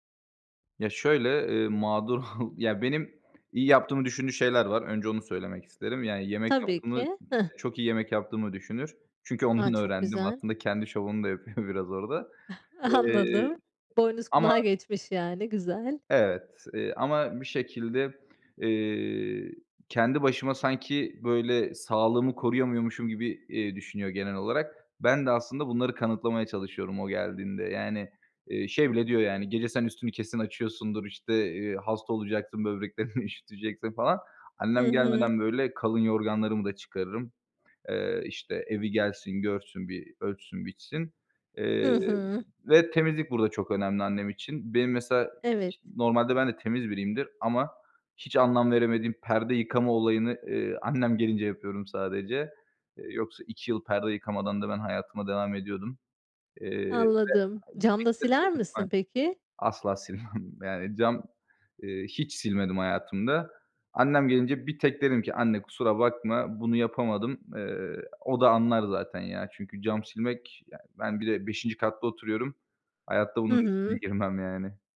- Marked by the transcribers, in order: laughing while speaking: "mağdur"; other background noise; scoff; laughing while speaking: "Anladım"; laughing while speaking: "yapıyor"; laughing while speaking: "böbreklerini"; tapping; unintelligible speech; laughing while speaking: "silmem"
- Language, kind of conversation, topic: Turkish, podcast, Misafir gelince uyguladığın ritüeller neler?